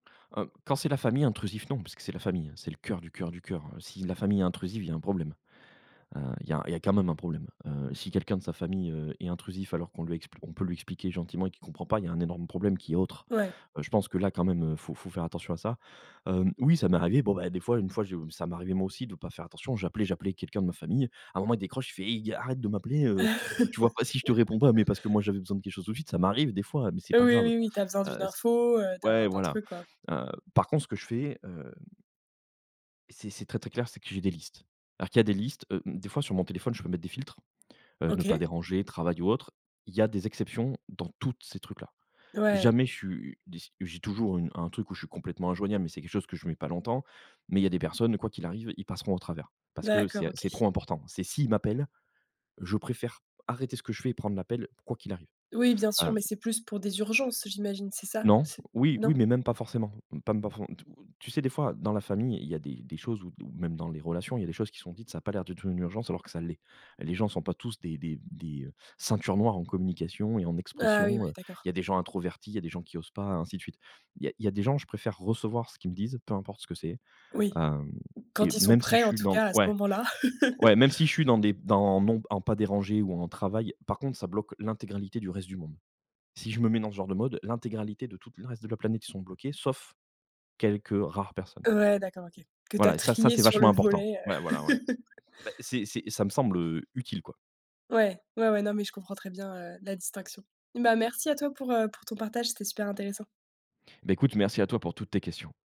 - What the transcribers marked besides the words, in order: laugh; tapping; other background noise; laugh; laugh
- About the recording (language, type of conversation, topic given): French, podcast, Comment gères-tu les notifications sans te laisser envahir ?